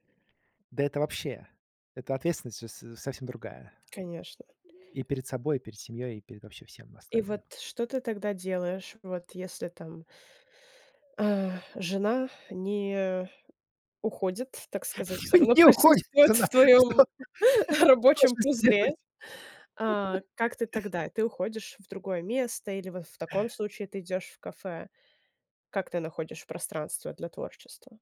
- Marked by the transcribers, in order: tapping; laughing while speaking: "присутствует в твоём рабочем пузыре"; laughing while speaking: "Ну не уходит она что что ж вы сделаете?"; laugh
- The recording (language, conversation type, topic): Russian, podcast, Что помогает тебе быстрее начать творить?